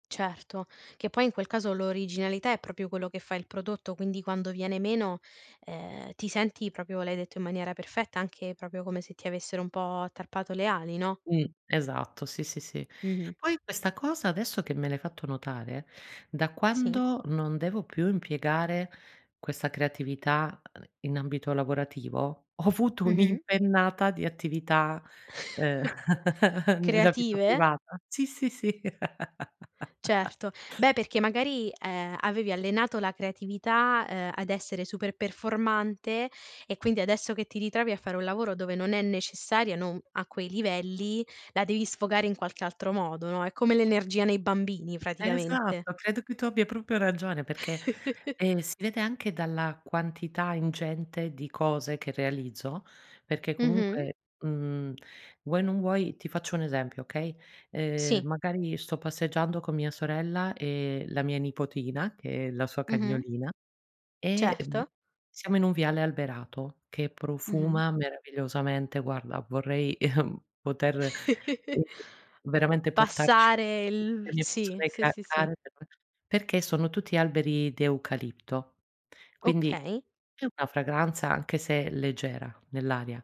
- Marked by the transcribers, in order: other noise; laughing while speaking: "ho avuto"; chuckle; chuckle; laughing while speaking: "nella vita privata"; laugh; chuckle; chuckle; unintelligible speech
- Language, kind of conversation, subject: Italian, podcast, Quando ti senti più creativo e davvero te stesso?